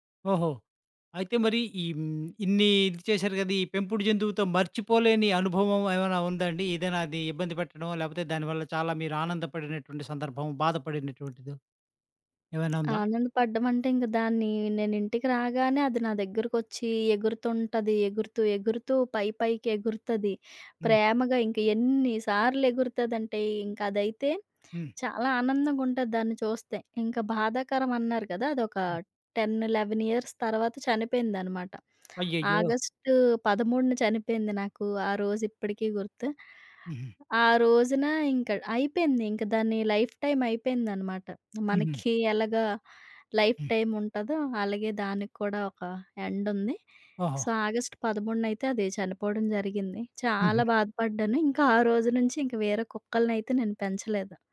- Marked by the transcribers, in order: tapping; other background noise; in English: "టెన్ లెవెన్ ఇయర్స్"; in English: "లైఫ్ టైమ్"; in English: "లైఫ్ టైమ్"; in English: "ఎండ్"; in English: "సో"
- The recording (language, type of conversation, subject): Telugu, podcast, పెంపుడు జంతువును మొదటిసారి పెంచిన అనుభవం ఎలా ఉండింది?